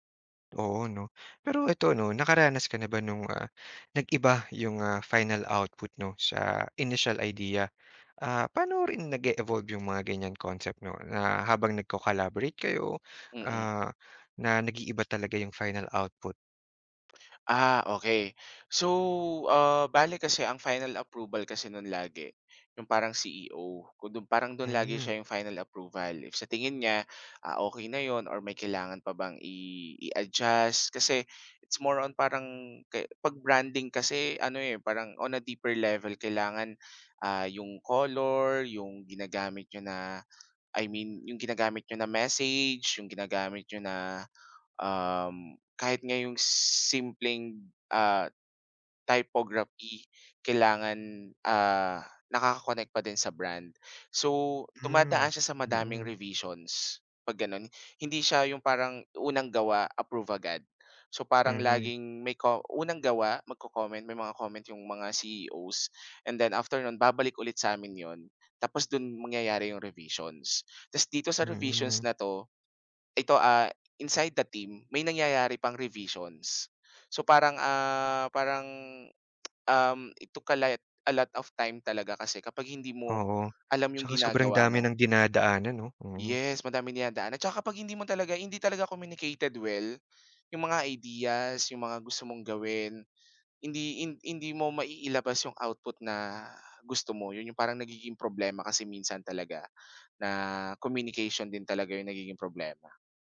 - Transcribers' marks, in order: tapping; in English: "it's more on"; in English: "on a deeper level"; in English: "typography"; in English: "inside the team"; tsk; in English: "it took a light a lot of time"
- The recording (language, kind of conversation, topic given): Filipino, podcast, Paano ka nakikipagtulungan sa ibang alagad ng sining para mas mapaganda ang proyekto?